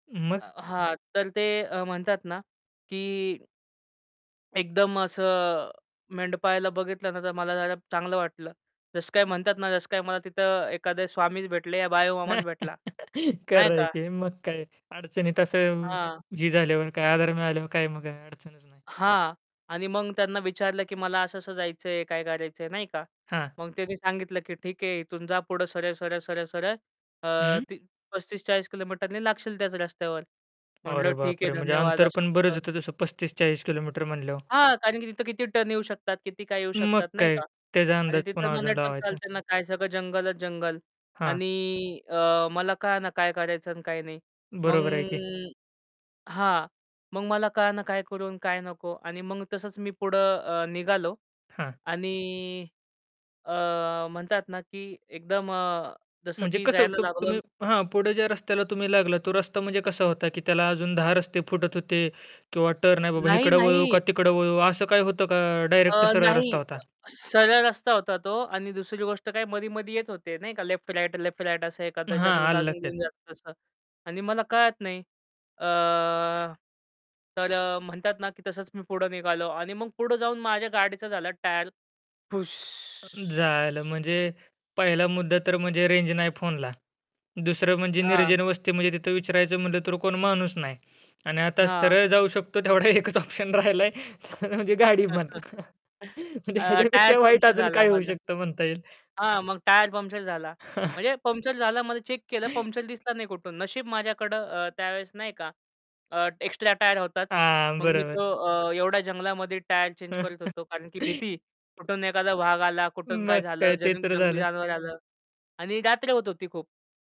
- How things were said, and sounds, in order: chuckle; mechanical hum; static; distorted speech; other background noise; "मध्ये-मध्ये" said as "मधी-मधी"; in English: "लेफ्ट-राइट, लेफ्ट-राइट"; drawn out: "पुश!"; laughing while speaking: "तेवढा एकच ऑप्शन राहिला आहे … शकत म्हणता येईल"; in English: "ऑप्शन"; chuckle; in English: "चेक"; chuckle; chuckle; tapping
- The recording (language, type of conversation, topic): Marathi, podcast, रस्ता चुकल्यामुळे तुम्हाला कधी आणि कशी अडचण आली?